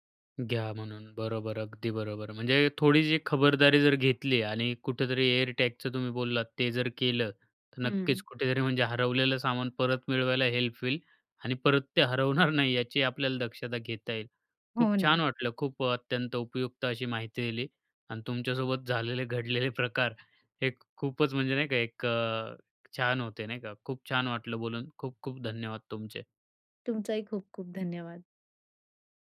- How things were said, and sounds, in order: in English: "एअरटॅगचं"; in English: "हेल्प"; laughing while speaking: "हरवणार नाही"; laughing while speaking: "घडलेले प्रकार"
- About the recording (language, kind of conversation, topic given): Marathi, podcast, प्रवासात पैसे किंवा कार्ड हरवल्यास काय करावे?